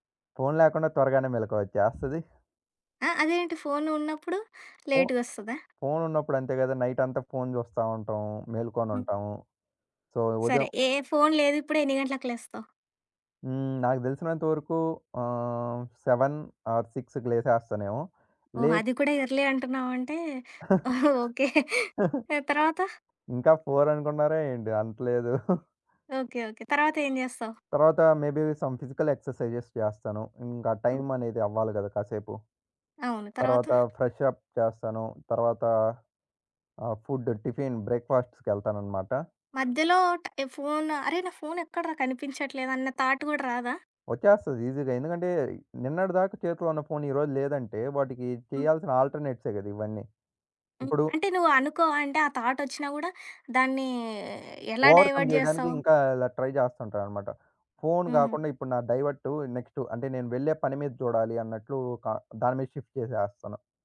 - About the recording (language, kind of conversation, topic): Telugu, podcast, ఫోన్ లేకుండా ఒకరోజు మీరు ఎలా గడుపుతారు?
- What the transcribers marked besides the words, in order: in English: "సో"; in English: "సెవెన్ ఆర్ సిక్స్‌కి"; in English: "ఎర్లీ"; chuckle; in English: "ఫోర్"; laughing while speaking: "ఓకే"; giggle; other background noise; in English: "మే బి సమ్ ఫిజికల్ ఎక్సర్సైజెస్"; in English: "ఫ్రెష్ అప్"; in English: "ఫుడ్ టిఫిన్ బ్రేక్ ఫాస్ట్స్"; in English: "థాట్"; in English: "ఈసీ‌గా"; in English: "థాట్"; in English: "డైవర్ట్"; in English: "ఓవర్కమ్"; in English: "ట్రై"; in English: "డైవర్ట్ నెక్స్ట్"; in English: "షిఫ్ట్"